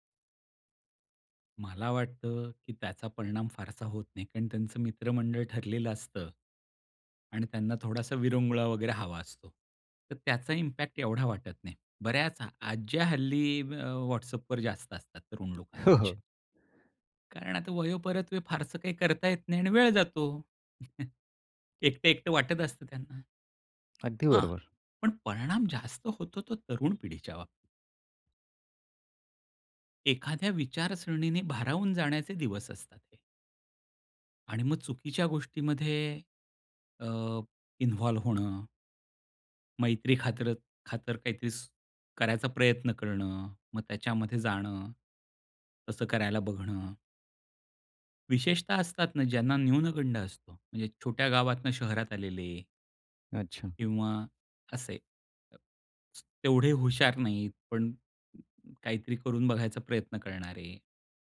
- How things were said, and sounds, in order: in English: "इम्पॅक्ट"; tapping; laughing while speaking: "हो, हो"; chuckle; other noise
- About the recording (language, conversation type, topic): Marathi, podcast, सोशल मीडियावरील माहिती तुम्ही कशी गाळून पाहता?